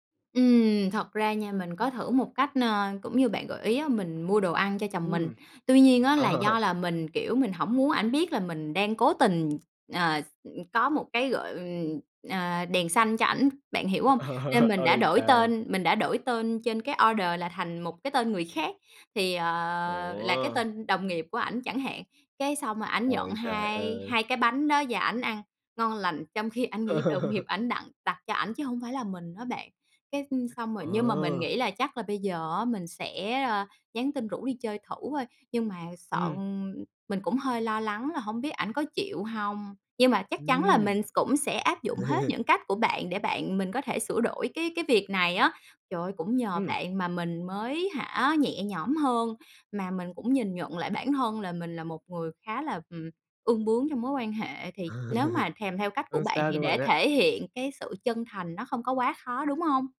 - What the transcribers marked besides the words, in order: laughing while speaking: "Ờ"; tapping; laugh; other noise; laugh; laugh; laugh
- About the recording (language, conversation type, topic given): Vietnamese, advice, Làm thế nào để xin lỗi một cách chân thành khi tôi không biết phải thể hiện ra sao?